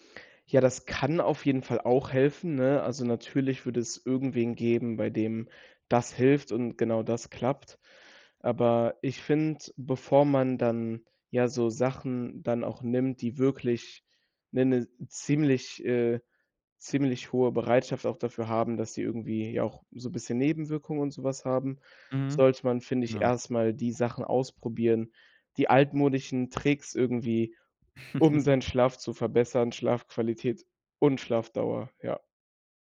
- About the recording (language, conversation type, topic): German, podcast, Welche Rolle spielt Schlaf für dein Wohlbefinden?
- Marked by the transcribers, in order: stressed: "kann"; chuckle; tapping